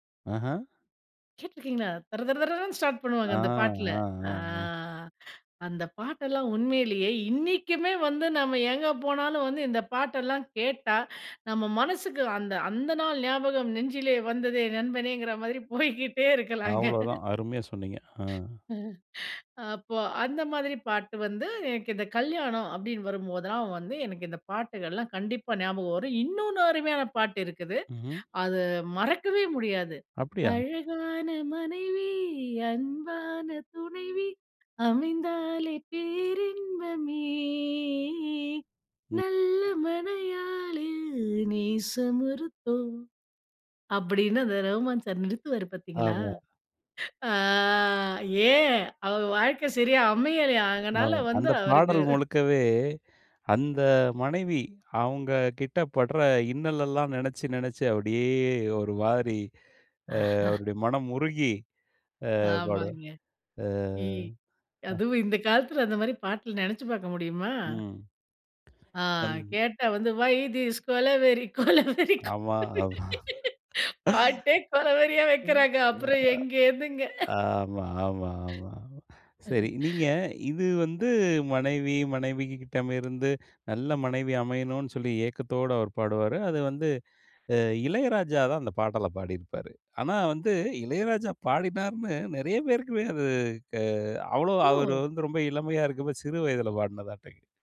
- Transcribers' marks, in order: other background noise; drawn out: "ஆ"; drawn out: "அ"; tapping; laughing while speaking: "போய்க்கிட்டே இருக்கலாங்க"; laugh; surprised: "அப்படியா?"; singing: "அழகான மனைவி, அன்பான துணைவி, அமைந்தாலே பேரின்பமே. நல்ல மணயாளில் நேசமொருத்தோ"; drawn out: "அ"; drawn out: "அப்படியே"; laugh; singing: "ஓய் திஸ் கொலவெறி, கொலவெறி, கொலவெறி?"; laughing while speaking: "கொலவெறி, கொலவெறி? பாட்டே கொல வெறியா வைக்கிறாங்க. அப்புறம் எங்கேந்துங்க?"; laughing while speaking: "ஆமா. அ"; "மனைவிகிட்டமிருந்து" said as "மனைவிகிகிட்டமிருந்து"; laugh; surprised: "ஓ!"; "பாட்டு" said as "தாட்டை"
- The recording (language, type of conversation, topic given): Tamil, podcast, விழா அல்லது திருமணம் போன்ற நிகழ்ச்சிகளை நினைவூட்டும் பாடல் எது?